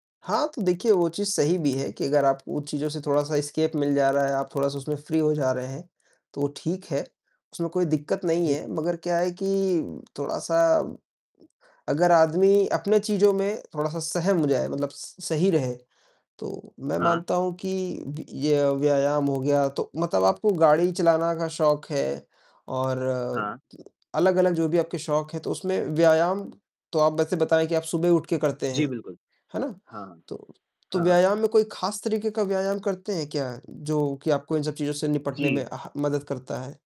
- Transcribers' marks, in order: distorted speech; in English: "एस्केप"; in English: "फ़्री"; tapping; other background noise
- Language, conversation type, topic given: Hindi, unstructured, जब काम बहुत ज़्यादा हो जाता है, तो आप तनाव से कैसे निपटते हैं?